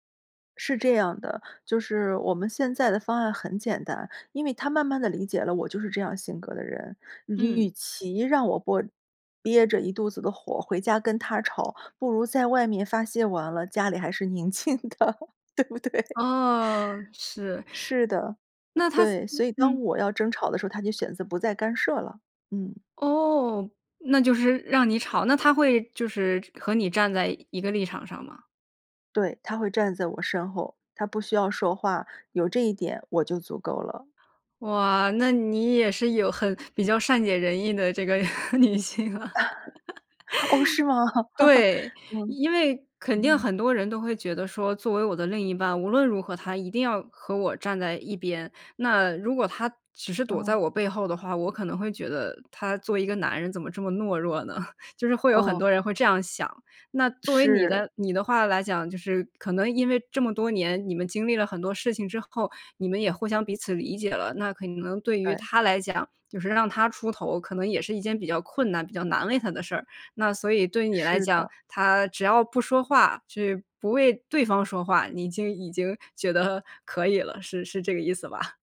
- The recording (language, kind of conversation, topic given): Chinese, podcast, 维持夫妻感情最关键的因素是什么？
- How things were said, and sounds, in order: other background noise; laughing while speaking: "宁静的，对不对？"; laugh; laughing while speaking: "女性啊"; laugh; chuckle; laugh